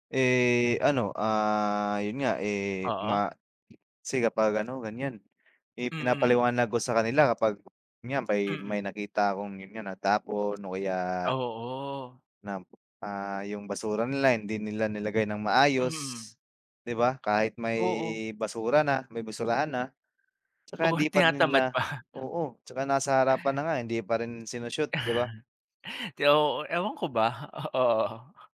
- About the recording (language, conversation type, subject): Filipino, unstructured, Paano mo mahihikayat ang mga tao sa inyong lugar na alagaan ang kalikasan?
- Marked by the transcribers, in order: tapping; laughing while speaking: "Oo"; laughing while speaking: "pa"; chuckle; laughing while speaking: "o oo"